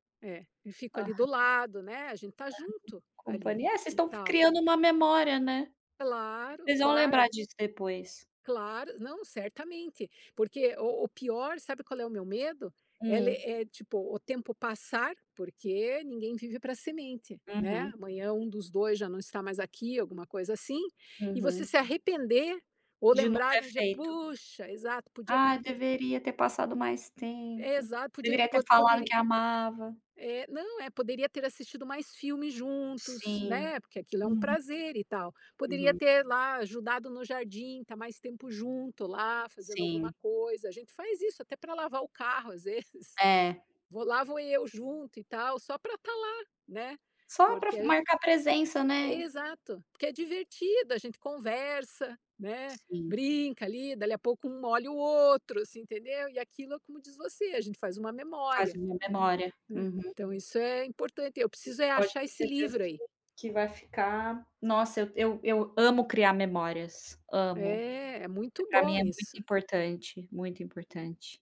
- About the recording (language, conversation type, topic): Portuguese, unstructured, Como você gosta de demonstrar carinho para alguém?
- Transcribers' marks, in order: tapping; chuckle